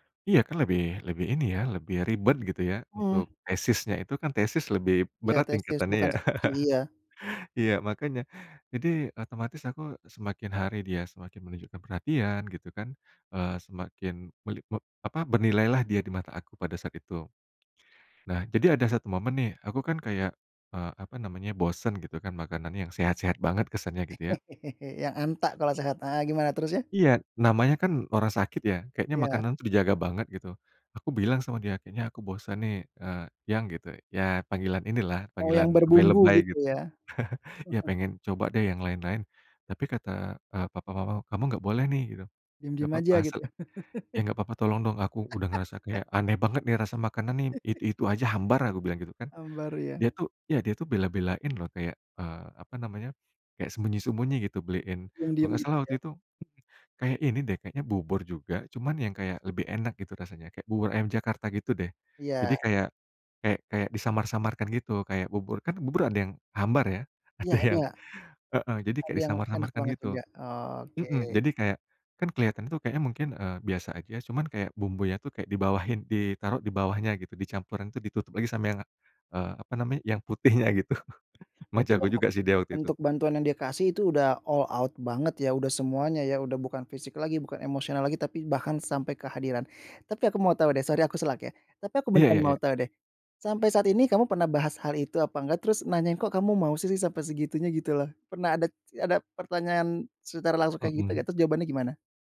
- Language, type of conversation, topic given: Indonesian, podcast, Bisa ceritakan tentang orang yang pernah menolong kamu saat sakit atau kecelakaan?
- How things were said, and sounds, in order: chuckle; chuckle; other background noise; chuckle; chuckle; laugh; chuckle; laughing while speaking: "ada"; laughing while speaking: "gitu"; chuckle; in English: "all out"